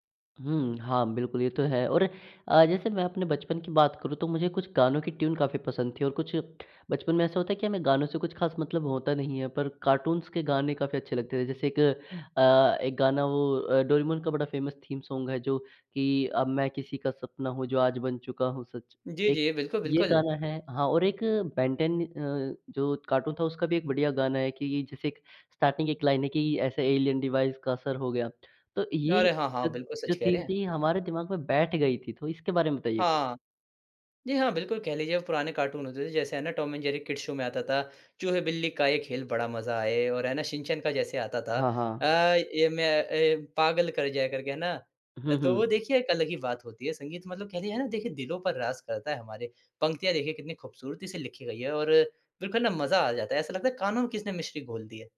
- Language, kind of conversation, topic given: Hindi, podcast, तुम्हारी संगीत पहचान कैसे बनती है, बताओ न?
- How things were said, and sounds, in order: in English: "ट्यून"; in English: "कार्टून्स"; in English: "फ़ेमस थीम सॉन्ग"; in English: "स्टार्टिंग"; in English: "एलियन डिवाइस"; in English: "थीम"; in English: "किड्स शो"